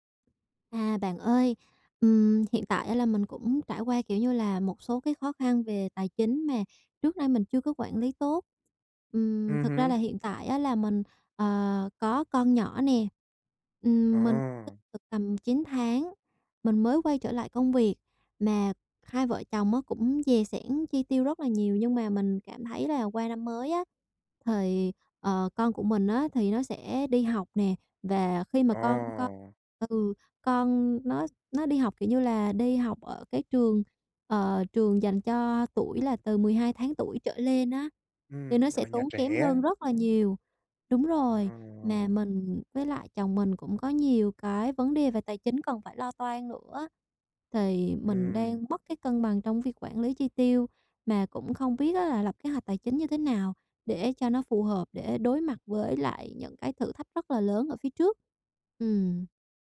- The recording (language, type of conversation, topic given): Vietnamese, advice, Bạn cần chuẩn bị tài chính thế nào trước một thay đổi lớn trong cuộc sống?
- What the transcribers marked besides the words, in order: tapping; other background noise